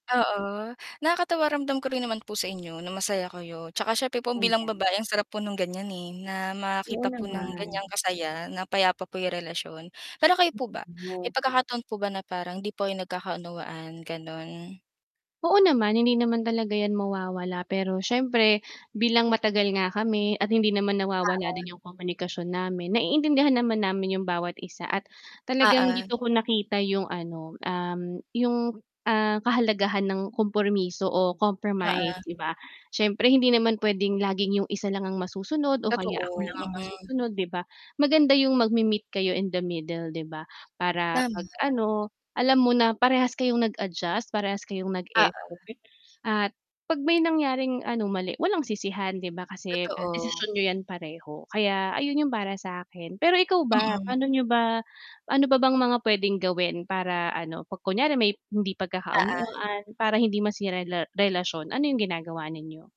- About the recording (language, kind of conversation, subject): Filipino, unstructured, Ano ang pinakamabisang paraan upang mapanatili ang magandang relasyon?
- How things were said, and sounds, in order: static; mechanical hum; unintelligible speech; distorted speech